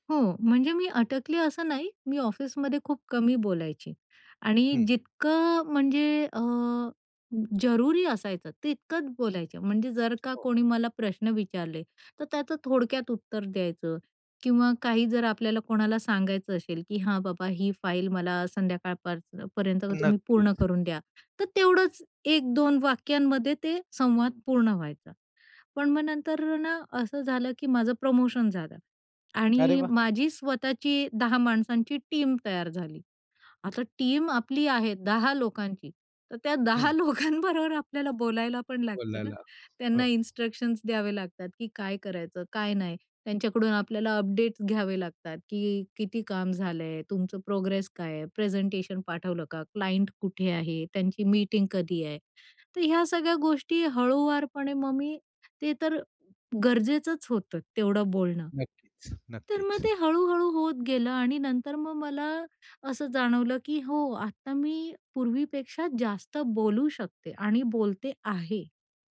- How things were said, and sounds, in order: tapping; other background noise; in English: "टीम"; in English: "टीम"; laughing while speaking: "त्या दहा लोकांबरोबर आपल्याला बोलायला पण लागतं ना"; in English: "इन्स्ट्रक्शन्स"; in English: "क्लाइंट"
- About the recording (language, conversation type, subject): Marathi, podcast, तुझा स्टाइल कसा बदलला आहे, सांगशील का?